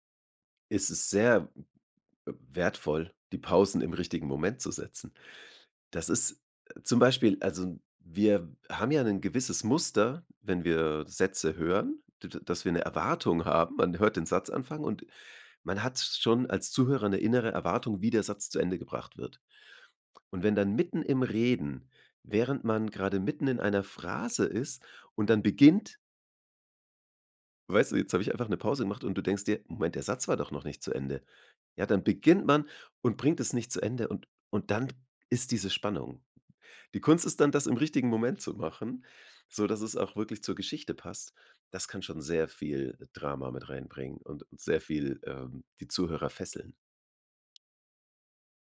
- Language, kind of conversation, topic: German, podcast, Wie baust du Nähe auf, wenn du eine Geschichte erzählst?
- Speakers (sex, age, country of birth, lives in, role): male, 20-24, Germany, Germany, host; male, 35-39, Germany, Germany, guest
- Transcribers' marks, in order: none